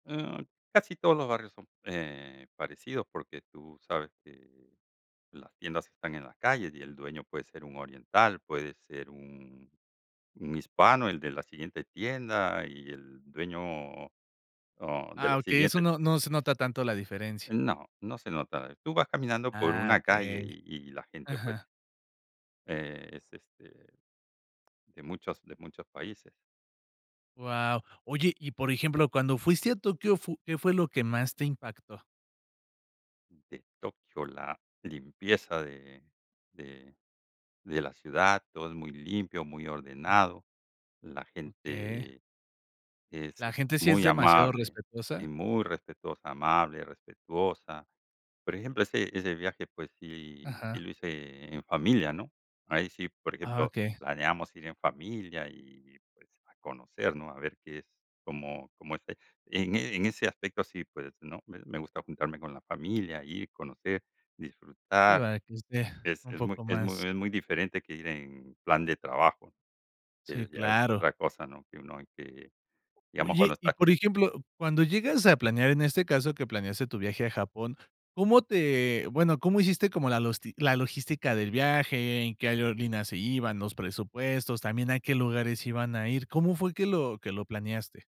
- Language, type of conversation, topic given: Spanish, podcast, ¿Prefieres viajar solo o en grupo, y por qué?
- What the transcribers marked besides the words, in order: none